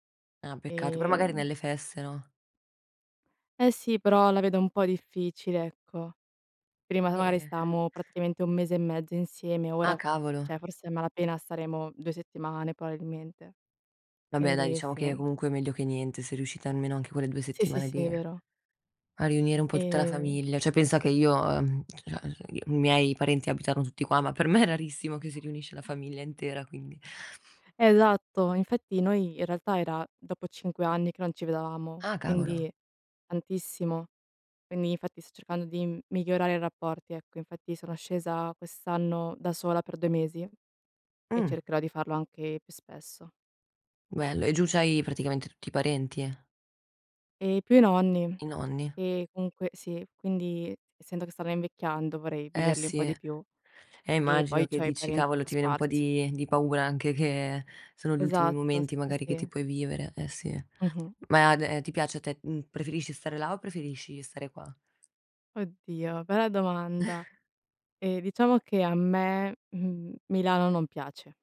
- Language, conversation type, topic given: Italian, unstructured, Qual è il ricordo più bello che hai con la tua famiglia?
- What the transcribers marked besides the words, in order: other background noise; "magari" said as "maari"; "stavamo" said as "stamo"; "cioè" said as "ceh"; "probabilmente" said as "proabilmente"; "Cioè" said as "Ceh"; "cioè" said as "ceh"; unintelligible speech; inhale; "vedevamo" said as "vedavamo"; exhale